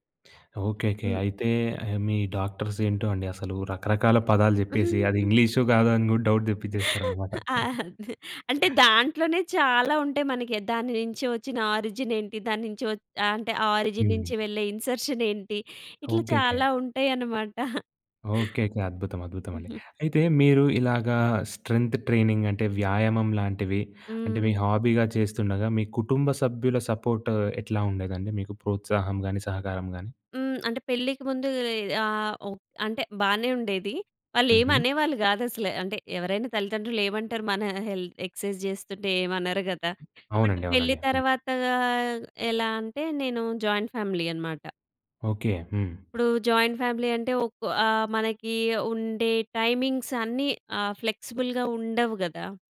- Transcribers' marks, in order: other background noise; giggle; in English: "డౌట్"; laughing while speaking: "ఆ! అదే"; giggle; in English: "ఆరిజిన్"; chuckle; giggle; in English: "స్ట్రెంథ్ ట్రైనింగ్"; in English: "హాబీగా"; in English: "సపోర్ట్"; in English: "ఎక్సైజ్"; in English: "బట్"; in English: "జాయింట్ ఫ్యామిలీ"; in English: "జాయింట్ ఫ్యామిలీ"; in English: "టైమింగ్స్"; in English: "ఫ్లెక్స్‌బుల్‌గా"
- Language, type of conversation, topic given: Telugu, podcast, ఇంటి పనులు, బాధ్యతలు ఎక్కువగా ఉన్నప్పుడు హాబీపై ఏకాగ్రతను ఎలా కొనసాగిస్తారు?